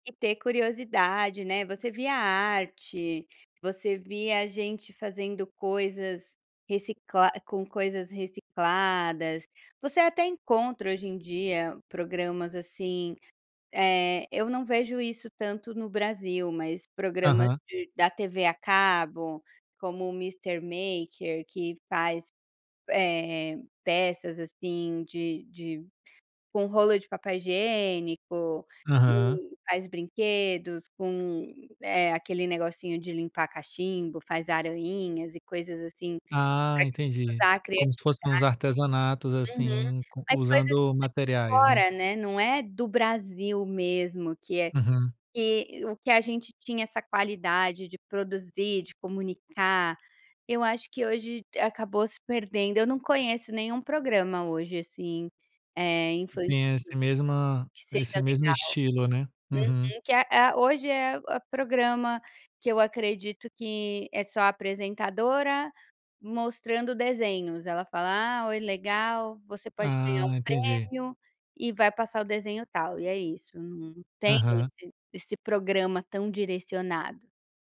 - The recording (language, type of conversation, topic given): Portuguese, podcast, Que programa de TV da sua infância você lembra com carinho?
- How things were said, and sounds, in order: tapping; unintelligible speech; unintelligible speech